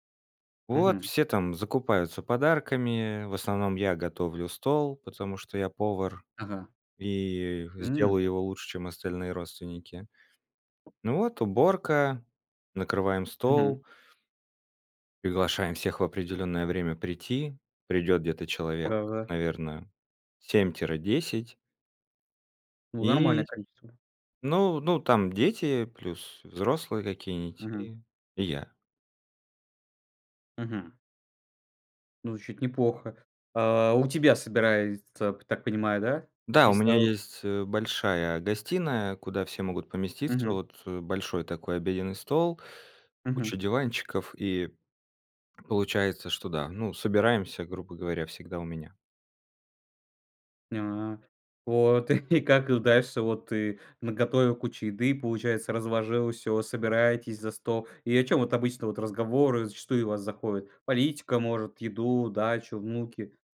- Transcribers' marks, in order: tapping; laughing while speaking: "И"
- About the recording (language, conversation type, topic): Russian, podcast, Как обычно проходят разговоры за большим семейным столом у вас?